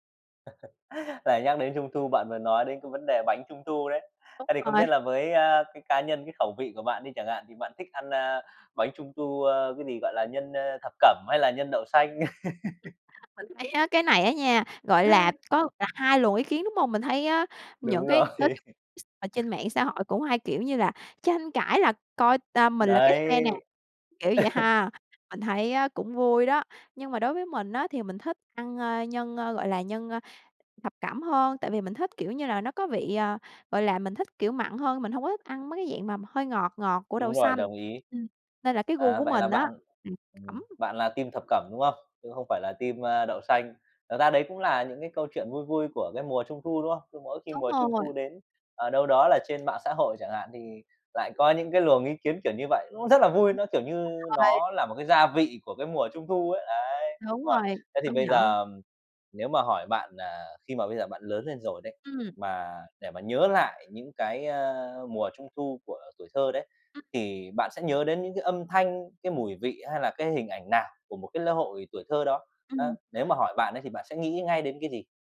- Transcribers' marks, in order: laugh; laugh; tapping; laughing while speaking: "rồi"; laugh; other background noise; laugh; in English: "team"; unintelligible speech; in English: "team"; unintelligible speech
- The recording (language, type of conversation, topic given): Vietnamese, podcast, Bạn nhớ nhất lễ hội nào trong tuổi thơ?